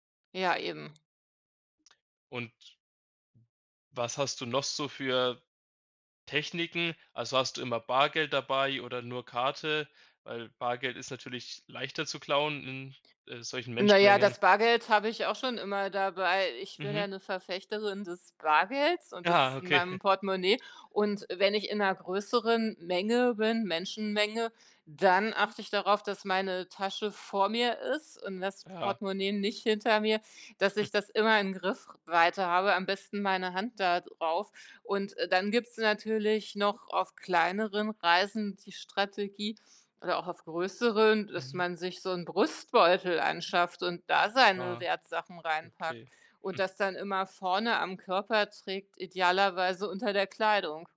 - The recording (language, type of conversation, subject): German, podcast, Hast du schon einmal Erfahrungen mit Diebstahl oder Taschendiebstahl gemacht?
- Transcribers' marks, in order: other background noise; laughing while speaking: "okay"; chuckle